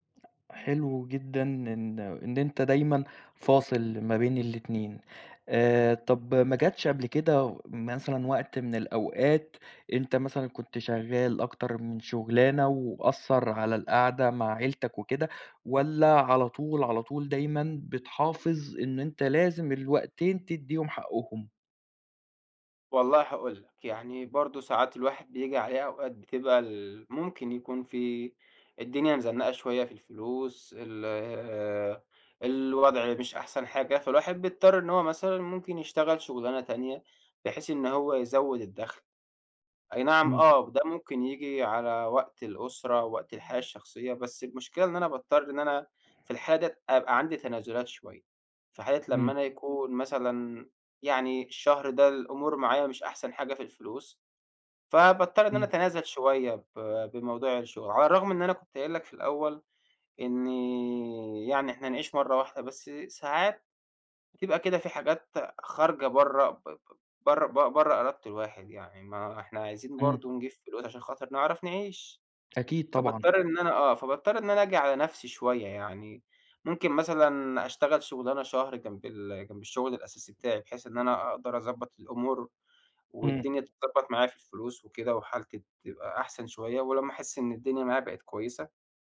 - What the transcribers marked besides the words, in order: tapping
- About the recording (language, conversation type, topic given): Arabic, podcast, إزاي بتوازن بين الشغل وحياتك الشخصية؟